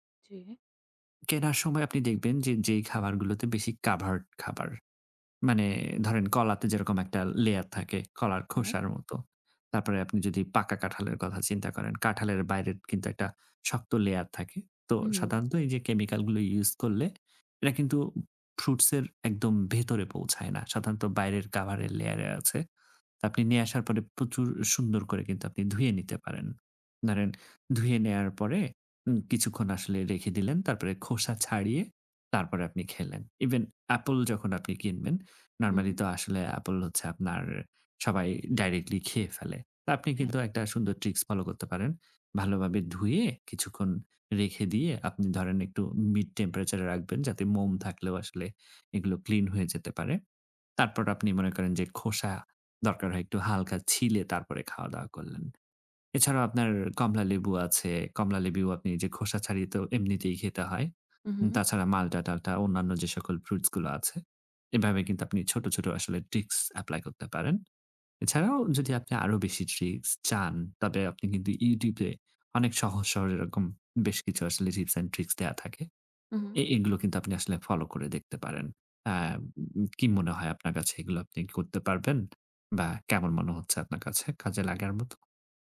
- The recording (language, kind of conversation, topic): Bengali, advice, বাজেটের মধ্যে স্বাস্থ্যকর খাবার কেনা কেন কঠিন লাগে?
- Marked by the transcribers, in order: in English: "covered"; in English: "Even"; in English: "directly"; in English: "ট্রিকস"; in English: "mid temperature"; in English: "tricks apply"; in English: "ট্রিকস"; tapping; in English: "ris and tricks"; "tips" said as "ris"; other background noise